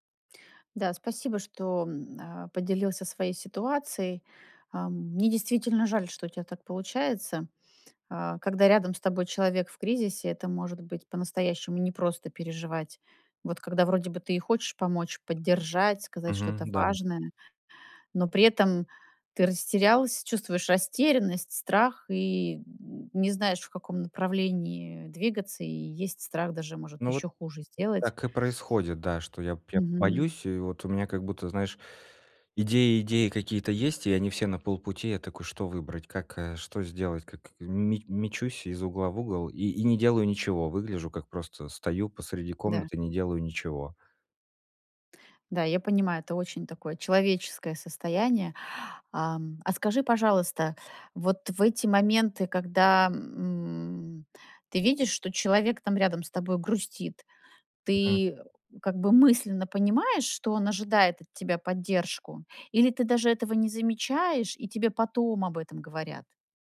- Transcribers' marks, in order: other background noise; stressed: "потом"
- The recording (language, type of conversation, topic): Russian, advice, Как мне быть более поддерживающим другом в кризисной ситуации и оставаться эмоционально доступным?